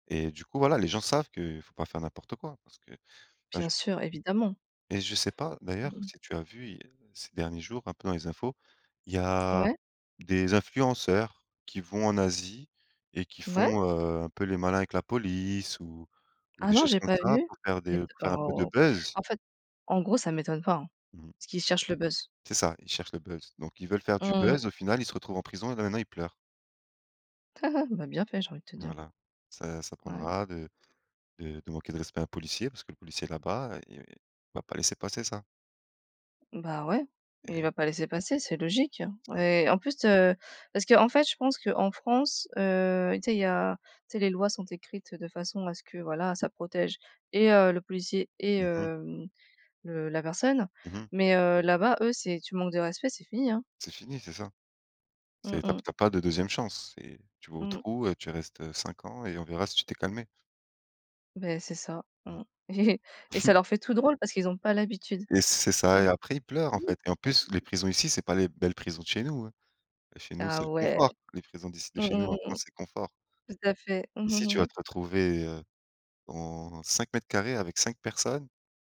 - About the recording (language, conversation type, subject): French, unstructured, Quelle est la plus grande surprise que tu as eue récemment ?
- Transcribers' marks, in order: other background noise; stressed: "buzz"; chuckle; chuckle; laugh